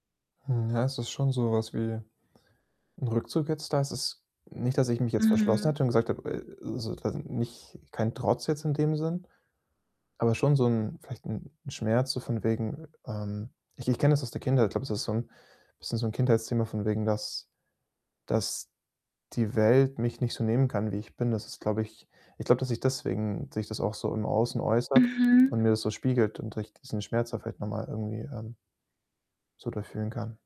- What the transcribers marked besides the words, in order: static; distorted speech
- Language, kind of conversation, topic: German, advice, Warum habe ich nach einer Niederlage Angst, es noch einmal zu versuchen?